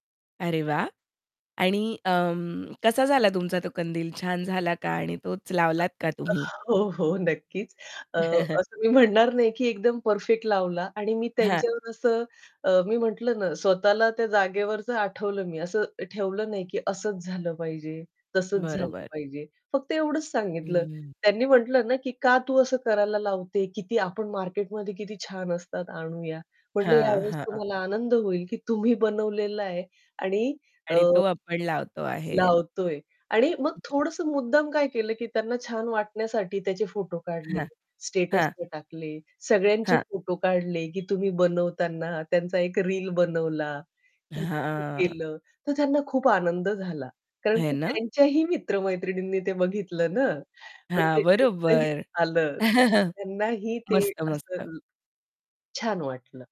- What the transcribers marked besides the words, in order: static; other noise; laughing while speaking: "हो, हो नक्कीच"; distorted speech; chuckle; unintelligible speech; other background noise; alarm; drawn out: "हां"; chuckle
- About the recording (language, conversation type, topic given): Marathi, podcast, मर्यादित साधनसामग्री असतानाही आपण कल्पकता कशी वाढवू शकतो?